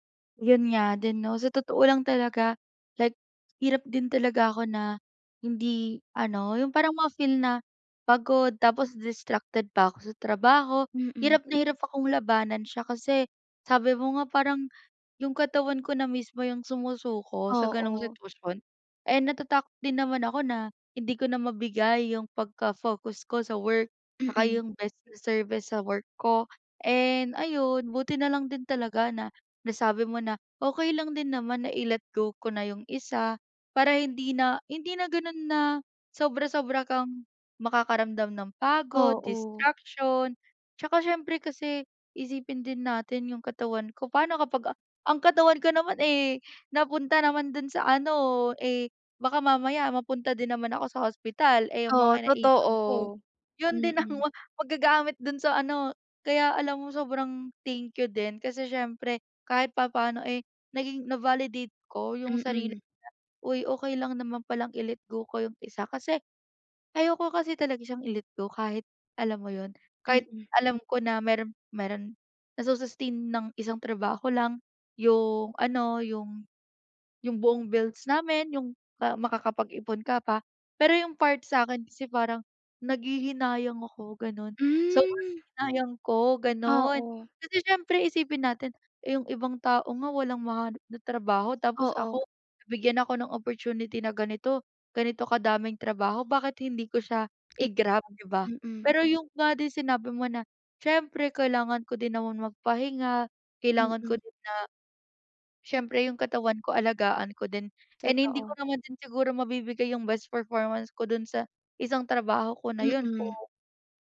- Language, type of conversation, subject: Filipino, advice, Paano ako makakapagtuon kapag madalas akong nadidistract at napapagod?
- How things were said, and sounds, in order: other background noise; tapping; laughing while speaking: "ang wa"; "nanghihinayang" said as "naghihinayang"; unintelligible speech